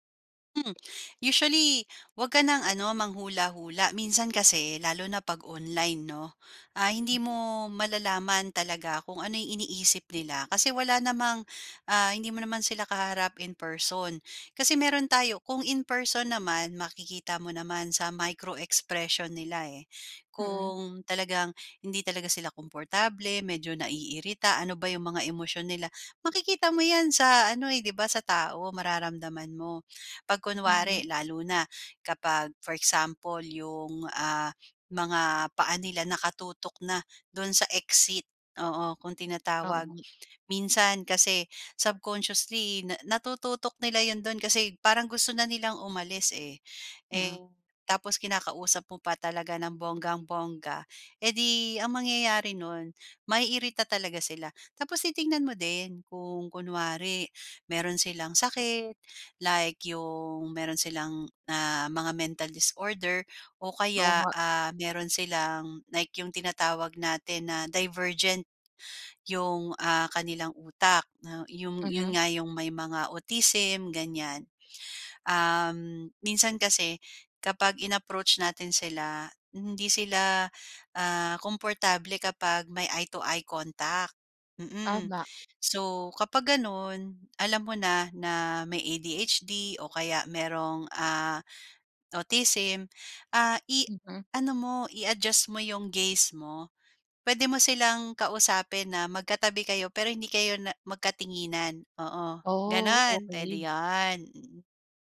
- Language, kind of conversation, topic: Filipino, podcast, Ano ang makakatulong sa isang taong natatakot lumapit sa komunidad?
- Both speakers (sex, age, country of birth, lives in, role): female, 25-29, Philippines, Philippines, host; female, 35-39, Philippines, Philippines, guest
- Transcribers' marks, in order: in English: "micro-expression"; in English: "subconsciously"; in English: "mental disorder"; in English: "in-approach"; in English: "eye to eye contact"; in English: "gaze"